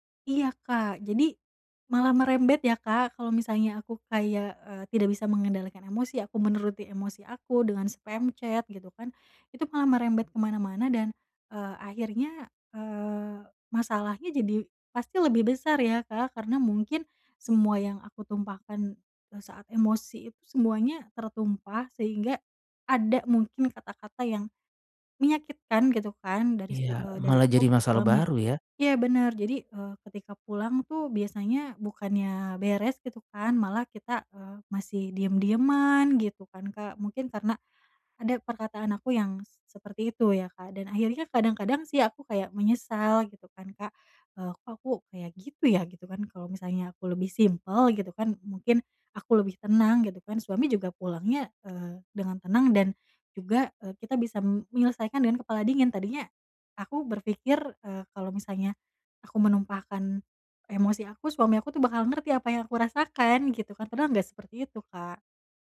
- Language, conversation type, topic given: Indonesian, advice, Bagaimana cara mengendalikan emosi saat berdebat dengan pasangan?
- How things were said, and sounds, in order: in English: "chat"